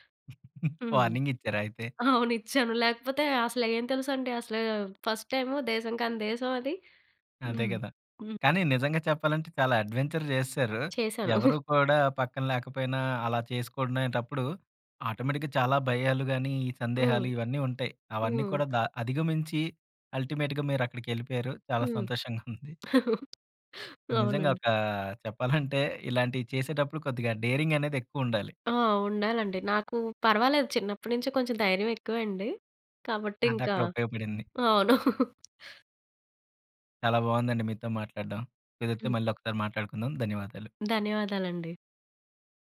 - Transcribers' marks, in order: giggle; in English: "వార్నింగ్"; tapping; in English: "ఫస్ట్ టైమ్"; in English: "అడ్‌వెంచర్"; chuckle; in English: "ఆటోమేటిక్‌గా"; in English: "అల్టిమేట్‌గా"; chuckle; in English: "డేరింగ్"; giggle
- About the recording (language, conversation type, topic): Telugu, podcast, నువ్వు ఒంటరిగా చేసిన మొదటి ప్రయాణం గురించి చెప్పగలవా?